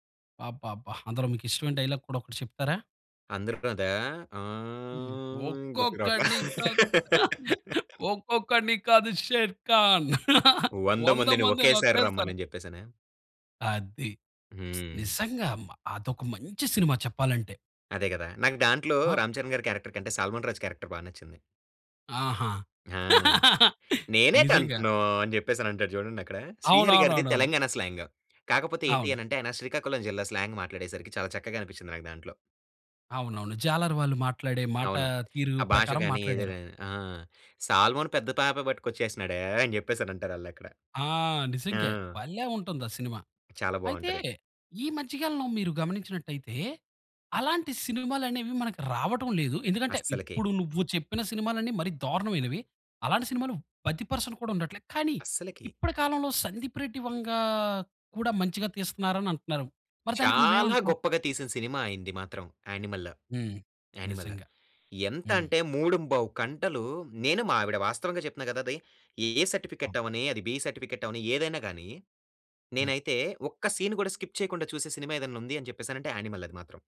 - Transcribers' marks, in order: in English: "డైలాగ్"; unintelligible speech; other street noise; drawn out: "ఆహ్"; put-on voice: "ఒక్కొక్కడిని కాదు. ఒక్కొక్కడిని కాదు షేర్ఖాన్ వంద మందినోకేసారి"; laugh; laugh; lip smack; in English: "క్యారెక్టర్"; in English: "క్యారెక్టర్"; laugh; put-on voice: "నేనేటి అంటున్నావు"; in English: "స్లాంగ్"; in English: "ఏ సర్టిఫికేట్"; in English: "బి సర్టిఫికేట్"; other noise; in English: "సీన్"; in English: "స్కిప్"
- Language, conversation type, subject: Telugu, podcast, సినిమా రుచులు కాలంతో ఎలా మారాయి?